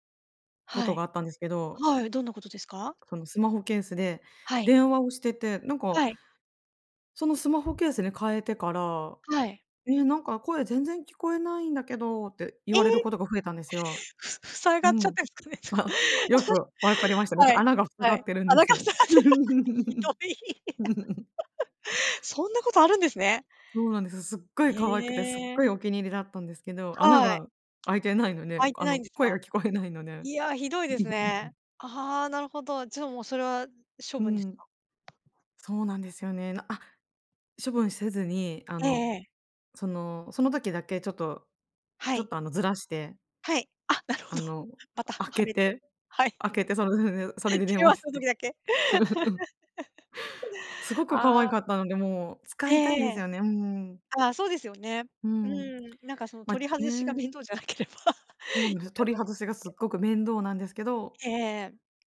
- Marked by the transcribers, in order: laughing while speaking: "ふ 塞がっちゃってるんですかねとか"; laughing while speaking: "あ、よく分かりましたね"; laughing while speaking: "穴が塞がってる。ひどい"; laugh; giggle; chuckle; laughing while speaking: "あ、なるほど"; laughing while speaking: "はい"; laughing while speaking: "電話する時だけ？"; chuckle; laugh; other background noise; laughing while speaking: "面倒じゃなければ"; laugh
- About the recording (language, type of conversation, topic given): Japanese, podcast, 買い物での失敗談はありますか？